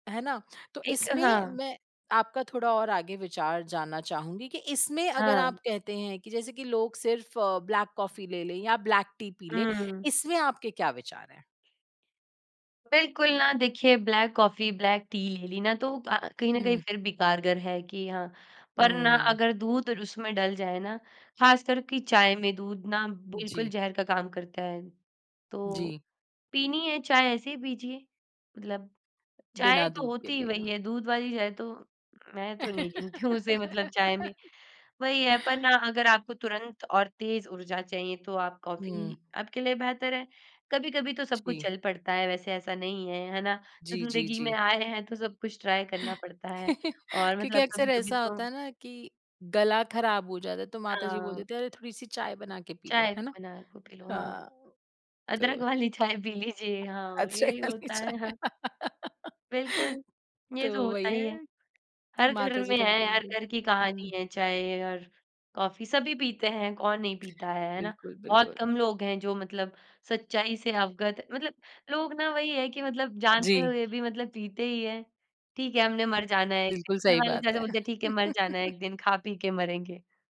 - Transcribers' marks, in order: laugh; chuckle; laughing while speaking: "अदरक वाली चाय पी लीजिए, हाँ यही होता है, हाँ"; laughing while speaking: "अदरक वाली चाय"; laugh; other background noise; chuckle
- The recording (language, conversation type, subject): Hindi, podcast, चाय या कॉफी आपके हिसाब से आपकी ऊर्जा पर कैसे असर डालती है?